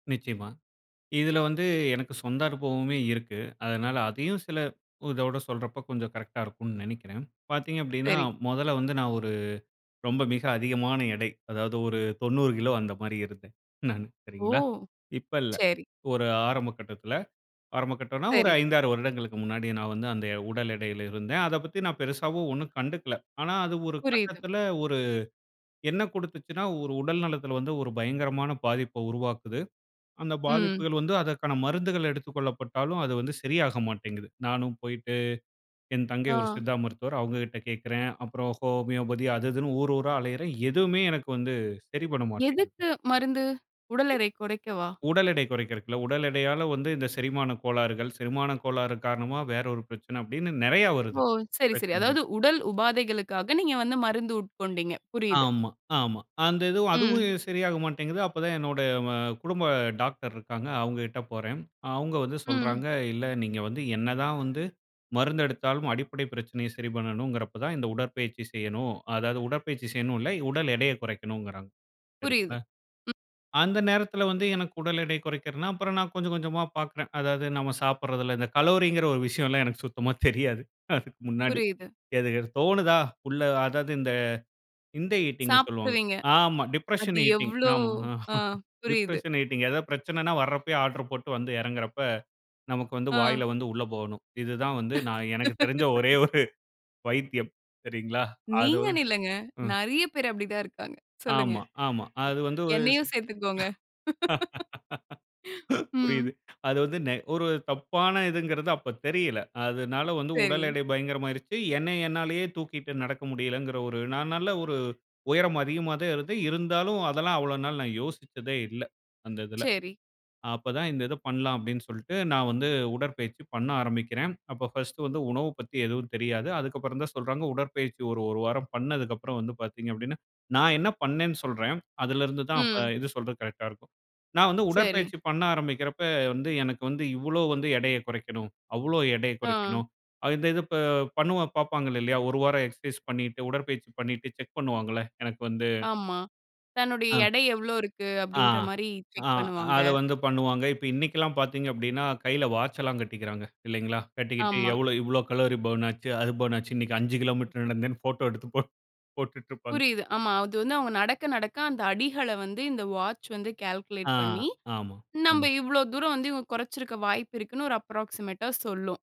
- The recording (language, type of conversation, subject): Tamil, podcast, உடற்பயிற்சியில் நிலைத்திருக்க ஊக்கமளிக்கும் வழிகள் என்ன?
- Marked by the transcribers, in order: other noise; laughing while speaking: "சுத்தமா தெரியாது. அதுக்கு முன்னாடி"; in English: "டிப்ரஷன் ஈட்டிங்"; laughing while speaking: "ஆமா"; in English: "டிப்ரஷன் ஈட்டிங்"; laugh; laughing while speaking: "எனக்கு தெரிந்த ஒரே ஒரு வைத்தியம்"; laugh; laugh; in English: "அப்ராக்ஸிமேட்டா"